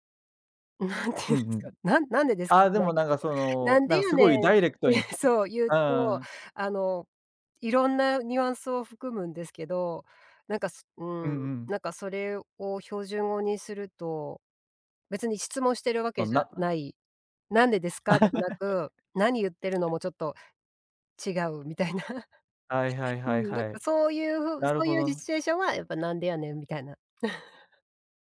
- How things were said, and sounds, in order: laughing while speaking: "なんて言うんすか"; tapping; laughing while speaking: "って"; laugh; laughing while speaking: "みたいな"; other background noise; chuckle
- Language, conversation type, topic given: Japanese, podcast, 故郷の方言や言い回しで、特に好きなものは何ですか？